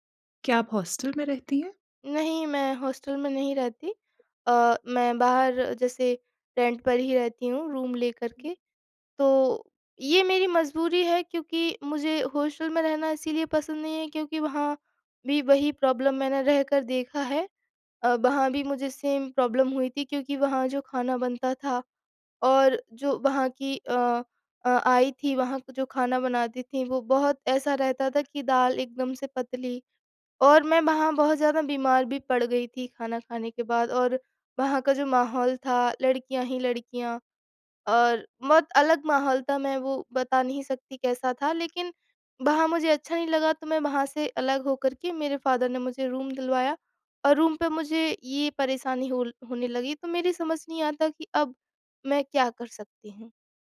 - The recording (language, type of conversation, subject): Hindi, advice, खाने के समय का रोज़ाना बिगड़ना
- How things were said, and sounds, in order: tapping; in English: "हॉस्टल"; in English: "हॉस्टल"; in English: "रेंट"; in English: "रूम"; other background noise; in English: "हॉस्टल"; in English: "प्रॉब्लम"; in English: "सेम प्रॉब्लम"; in English: "फादर"; in English: "रूम"; in English: "रूम"